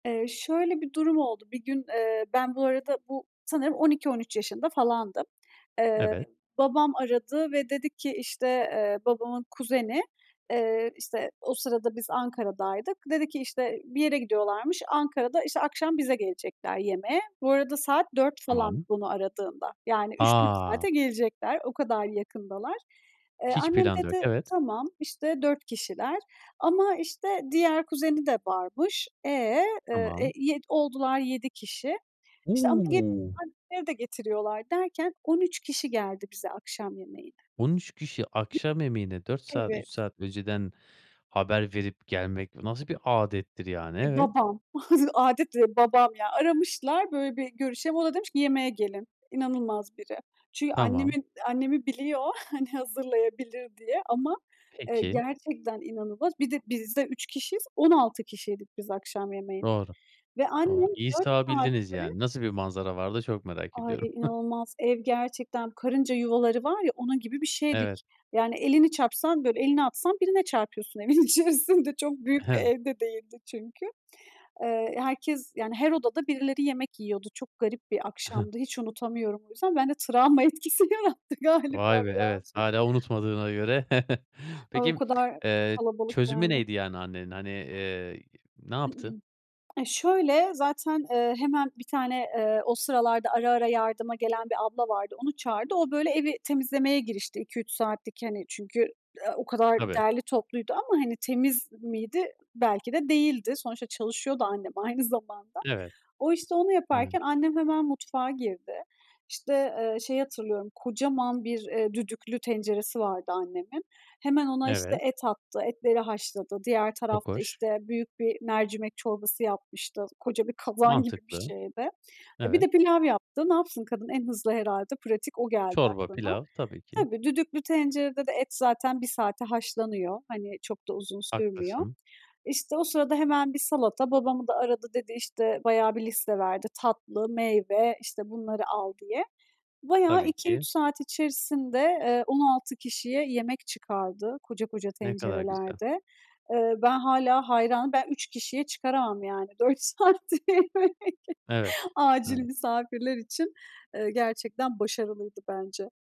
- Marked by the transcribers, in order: unintelligible speech; unintelligible speech; unintelligible speech; other background noise; chuckle; laughing while speaking: "evin içerisinde"; chuckle; throat clearing
- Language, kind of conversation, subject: Turkish, podcast, Ailenizin yemek alışkanlıkları damak tadınızı nasıl şekillendirdi; buna bir örnek verebilir misiniz?